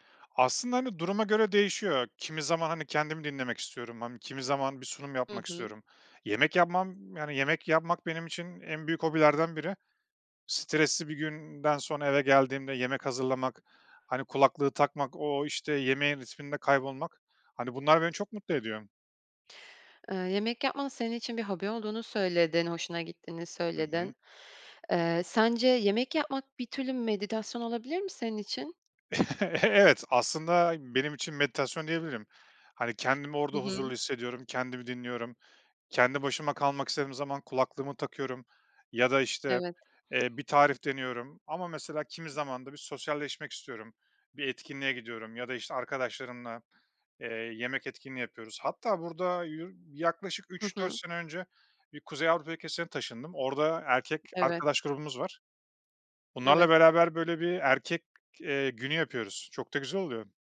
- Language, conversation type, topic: Turkish, podcast, Basit bir yemek hazırlamak seni nasıl mutlu eder?
- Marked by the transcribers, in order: other background noise; laugh